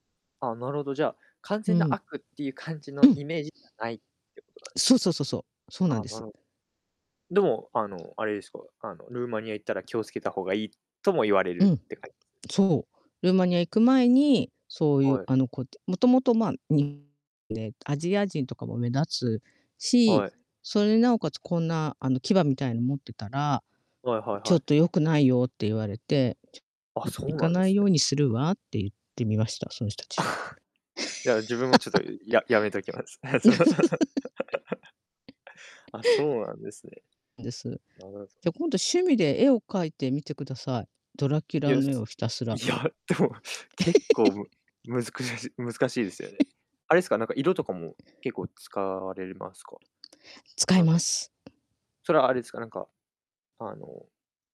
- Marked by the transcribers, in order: distorted speech; other background noise; chuckle; laugh; laugh; laugh
- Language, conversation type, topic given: Japanese, unstructured, 挑戦してみたい新しい趣味はありますか？